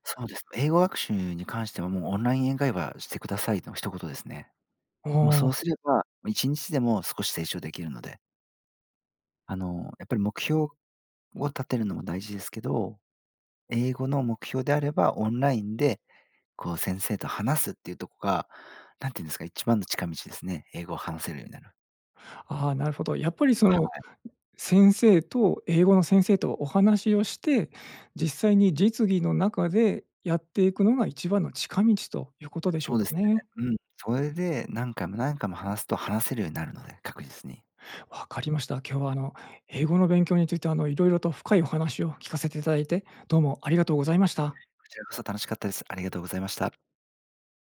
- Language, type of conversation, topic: Japanese, podcast, 自分に合う勉強法はどうやって見つけましたか？
- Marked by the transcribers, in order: other background noise